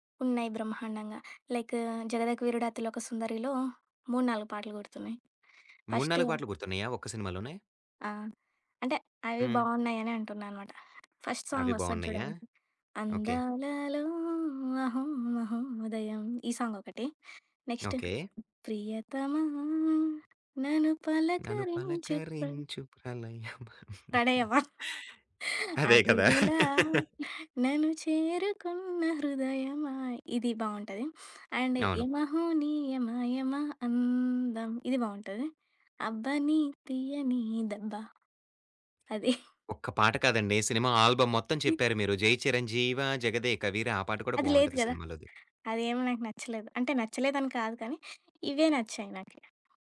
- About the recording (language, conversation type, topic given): Telugu, podcast, పాత జ్ఞాపకాలు గుర్తుకొచ్చేలా మీరు ప్లేలిస్ట్‌కి ఏ పాటలను జోడిస్తారు?
- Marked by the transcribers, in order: in English: "లైక్"; tapping; in English: "ఫస్ట్"; other background noise; in English: "ఫస్ట్ సాంగ్"; singing: "అందాలలో అహో మహోదయం"; in English: "నెక్స్ట్"; singing: "ప్రియతమా నన్ను పలకరించు ప్ర"; singing: "నన్ను పలకరించు ప్రళయమా"; singing: "ప్రణయమా. అతిథిలా నను చేరుకున్న హృదయమా"; chuckle; laugh; in English: "అండ్"; singing: "యమహో నీ యమా యమా అందం"; singing: "అబ్బని తియ్యని దెబ్బ"; chuckle; in English: "ఆల్బమ్"; singing: "జై చిరంజీవా, జగదేక వీరా"